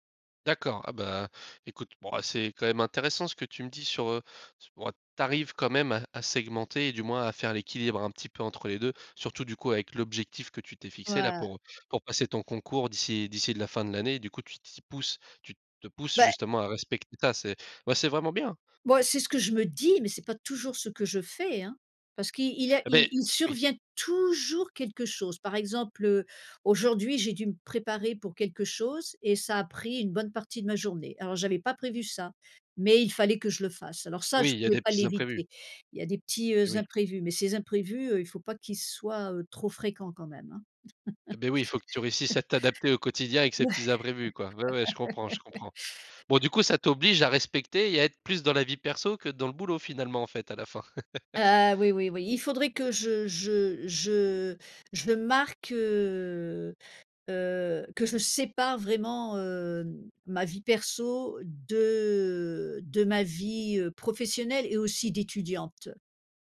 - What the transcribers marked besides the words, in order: other background noise; stressed: "toujours"; stressed: "ça"; laugh; laughing while speaking: "Ouais"; chuckle; laugh; drawn out: "heu"; stressed: "sépare"
- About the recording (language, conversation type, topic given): French, podcast, Comment trouvez-vous l’équilibre entre le travail et la vie personnelle ?